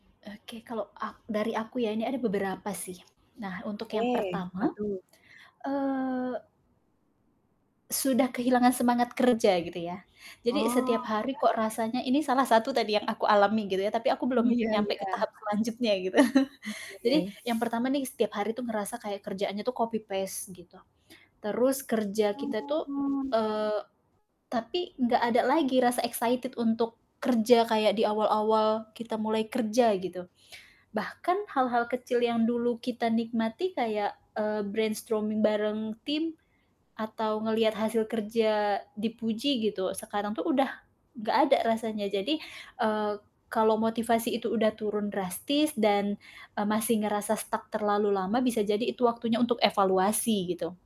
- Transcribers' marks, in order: static; distorted speech; chuckle; other background noise; drawn out: "Oh"; in English: "copy-paste"; in English: "excited"; in English: "brainstroming"; "brainstorming" said as "brainstroming"; in English: "stuck"
- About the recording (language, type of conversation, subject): Indonesian, podcast, Apa saja tanda-tanda bahwa sudah waktunya mengundurkan diri dari pekerjaan?